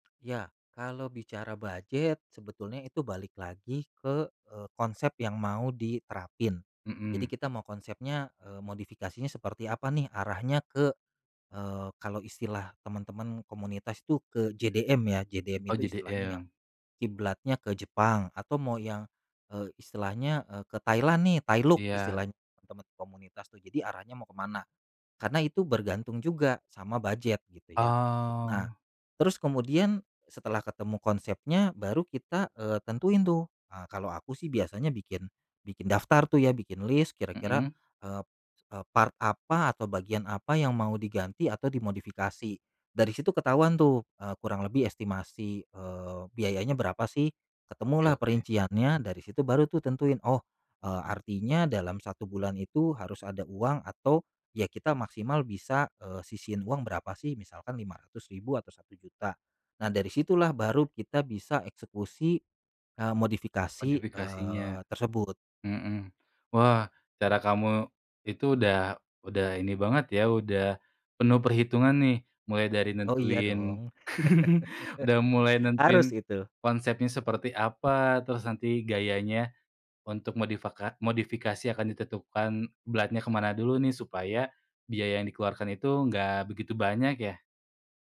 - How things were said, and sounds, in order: tapping; in English: "list"; in English: "part"; laugh; laugh
- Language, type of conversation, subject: Indonesian, podcast, Apa tips sederhana untuk pemula yang ingin mencoba hobi itu?